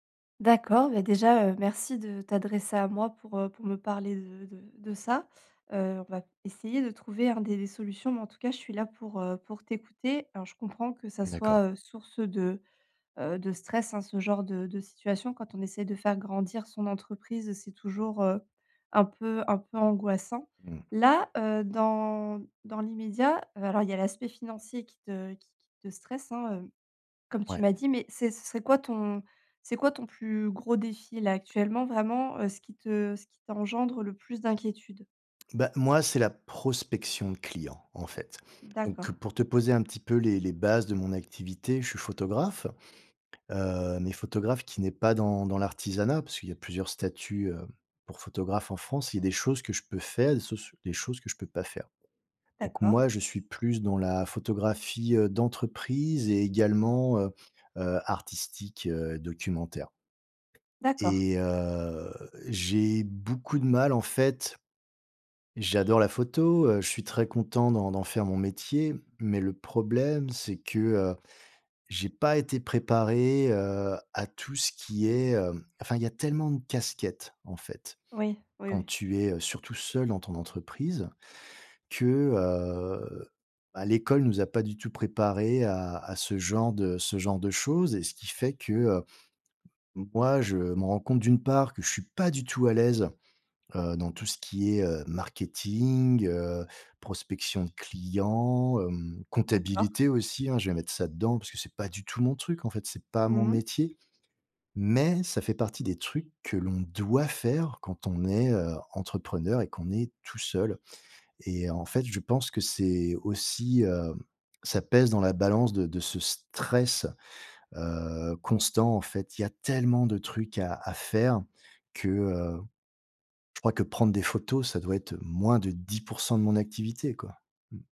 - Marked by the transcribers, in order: tapping; "choses" said as "sosses"; drawn out: "heu"; drawn out: "heu"; stressed: "doit"
- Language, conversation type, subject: French, advice, Comment gérer la croissance de mon entreprise sans trop de stress ?